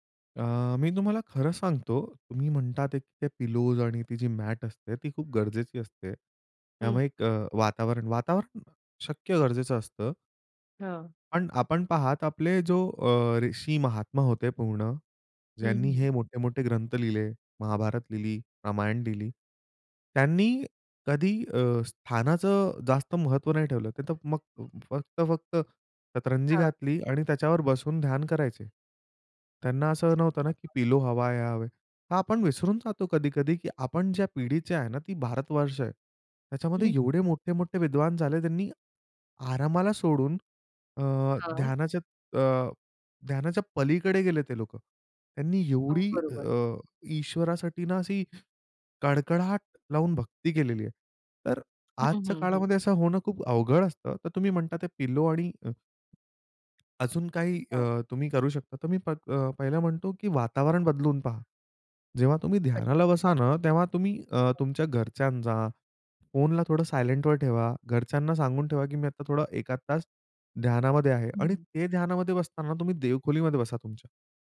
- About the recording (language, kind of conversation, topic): Marathi, podcast, ध्यान करताना लक्ष विचलित झाल्यास काय कराल?
- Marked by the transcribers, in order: in English: "पिलोज"; other noise; horn; in English: "पिलो"; unintelligible speech; in English: "पिलो"; tapping; in English: "सायलेंटवर"; "एखाद" said as "एकाद"